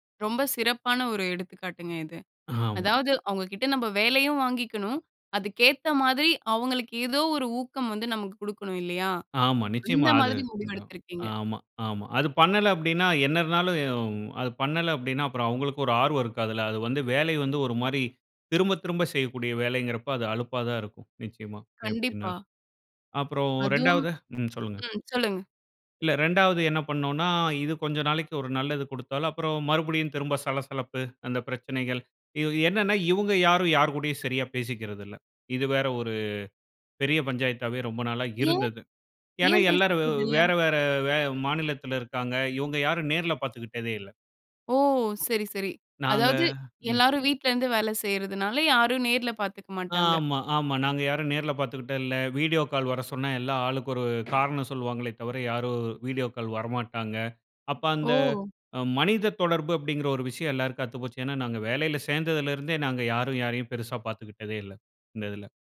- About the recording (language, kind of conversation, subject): Tamil, podcast, குழுவில் ஒத்துழைப்பை நீங்கள் எப்படிப் ஊக்குவிக்கிறீர்கள்?
- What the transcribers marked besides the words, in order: "பாத்துக்கிட்டது" said as "பார்த்துக்கிட்ட"; other noise